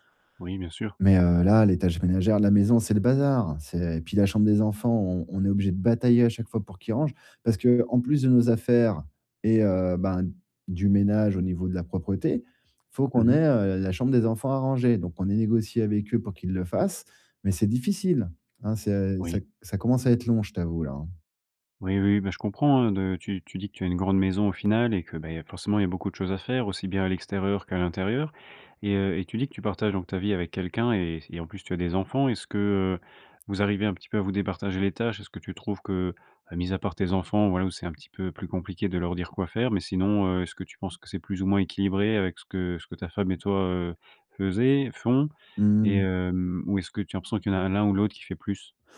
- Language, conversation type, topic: French, advice, Comment réduire la charge de tâches ménagères et préserver du temps pour soi ?
- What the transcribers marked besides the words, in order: none